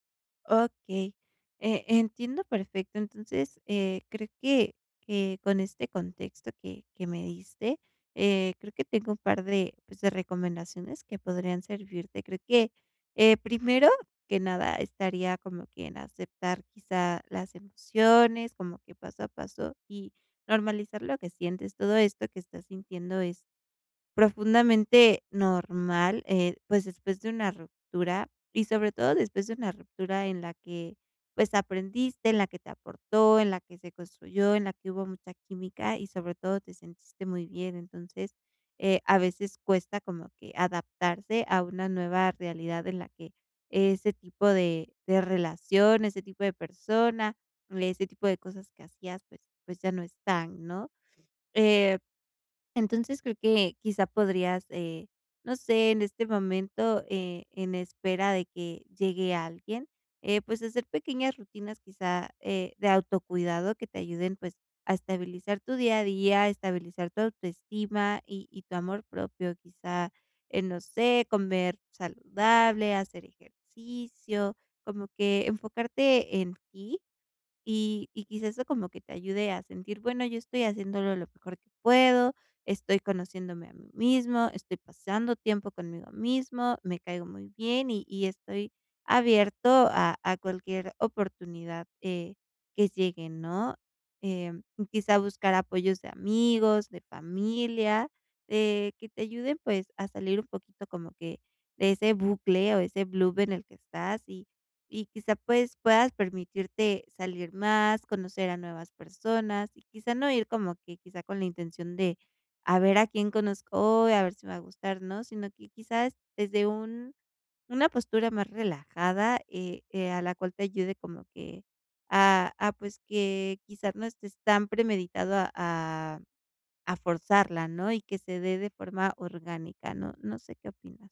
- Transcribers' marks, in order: none
- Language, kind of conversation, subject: Spanish, advice, ¿Cómo puedo aceptar mi nueva realidad emocional después de una ruptura?